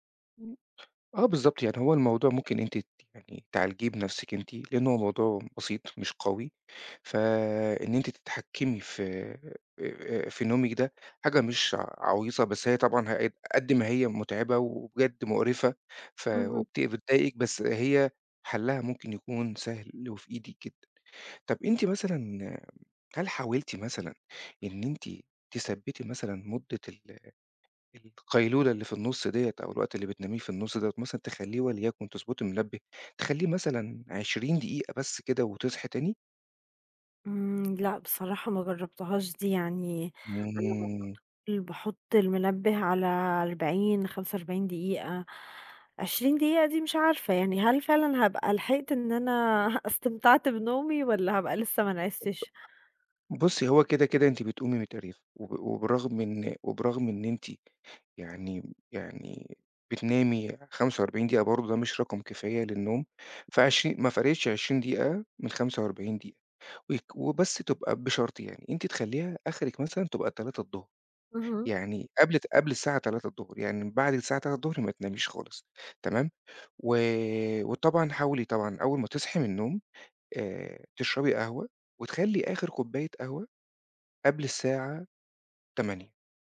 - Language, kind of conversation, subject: Arabic, advice, إزاي القيلولات المتقطعة بتأثر على نومي بالليل؟
- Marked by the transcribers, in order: other noise; tapping; unintelligible speech; chuckle; unintelligible speech